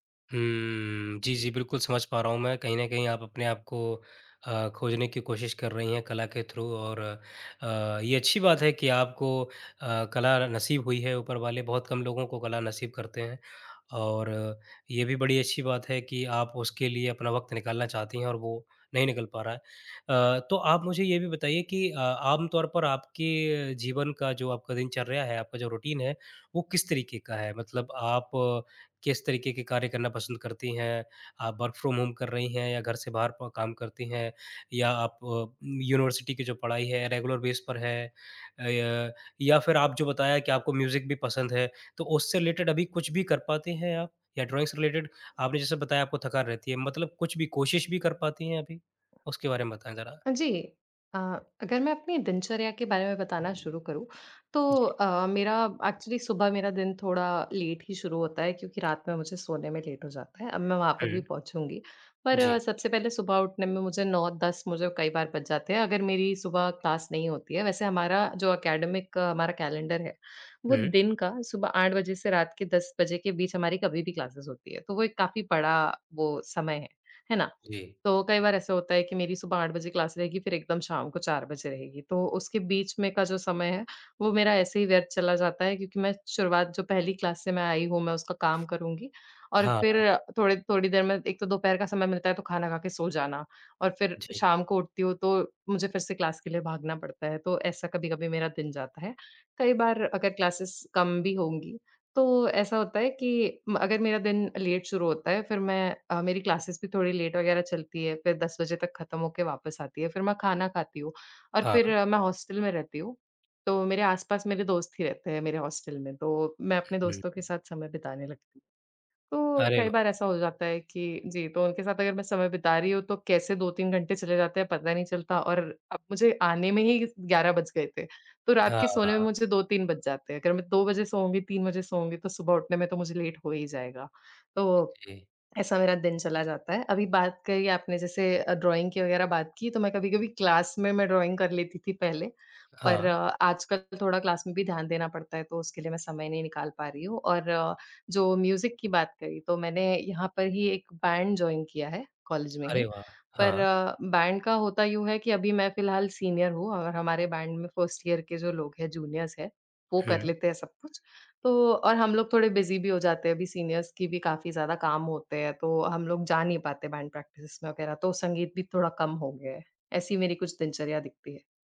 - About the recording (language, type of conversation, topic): Hindi, advice, आप रोज़ रचनात्मक काम के लिए समय कैसे निकाल सकते हैं?
- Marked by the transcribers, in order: in English: "थ्रू"; in English: "रूटीन"; in English: "वर्क फ्रॉम होम"; in English: "यूनिवर्सिटी"; in English: "रेगुलर बेस"; in English: "म्यूज़िक"; in English: "रिलेटेड"; in English: "ड्राइंग"; in English: "रिलेटेड?"; in English: "एक्चुअली"; in English: "लेट"; in English: "लेट"; in English: "क्लास"; in English: "एकेडमिक"; in English: "कैलेंडर"; in English: "क्लासेस"; in English: "क्लास"; in English: "क्लास"; in English: "क्लास"; in English: "क्लासेस"; in English: "लेट"; in English: "क्लासेस"; in English: "लेट"; in English: "हॉस्टल"; in English: "हॉस्टल"; in English: "लेट"; in English: "ड्राइंग"; in English: "क्लास"; in English: "ड्राइंग"; in English: "क्लास"; in English: "म्यूज़िक"; in English: "बैंड जॉइन"; in English: "बैंड"; in English: "सीनियर"; in English: "बैंड"; in English: "फ़र्स्ट ईयर"; in English: "जूनियर्स"; in English: "बिज़ी"; in English: "सीनियर्स"; in English: "बैंड प्रैक्टिसेस"